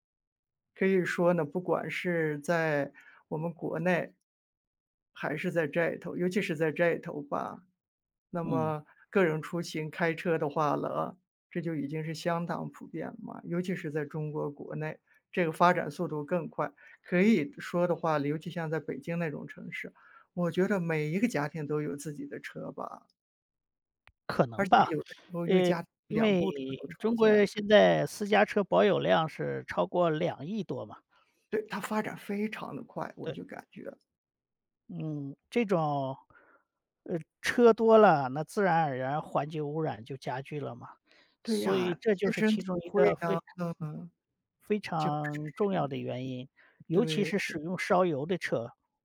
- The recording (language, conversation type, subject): Chinese, unstructured, 你认为环境污染最大的来源是什么？
- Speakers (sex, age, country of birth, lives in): female, 55-59, China, United States; male, 55-59, China, United States
- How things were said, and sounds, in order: none